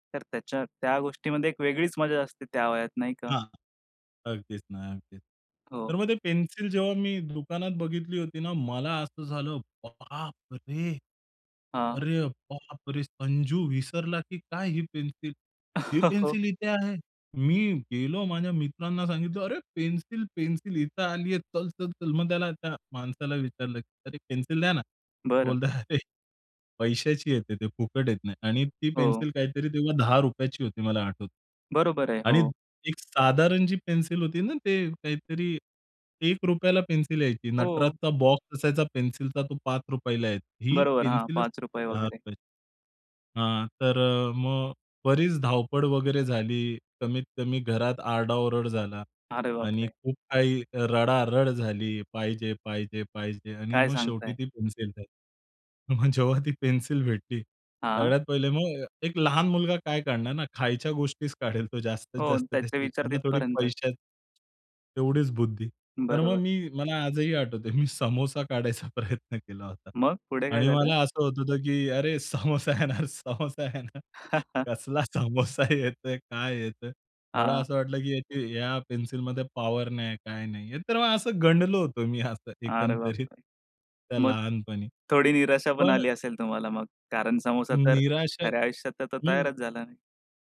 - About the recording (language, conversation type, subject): Marathi, podcast, लहानपणी तुमचा आवडता दूरदर्शनवरील कार्यक्रम कोणता होता?
- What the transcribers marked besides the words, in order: other background noise; surprised: "बाप रे! अरे बापरे! संजू … पेन्सिल इथे आहे"; cough; laughing while speaking: "अरे! पैशाची येते ती फुकट येत नाही"; laughing while speaking: "मग जेव्हा ती पेन्सिल भेटली"; laughing while speaking: "खायच्या गोष्टीचं काढेल तो जास्तीत जास्त त्याची"; laughing while speaking: "मी समोसा काढायचा प्रयत्न केला होता"; laughing while speaking: "अरे! समोसा येणार, समोसा येणार. कसला समोसा येतोय, काय येतोय?"; chuckle; tapping; laughing while speaking: "मी असं एकंदरीत"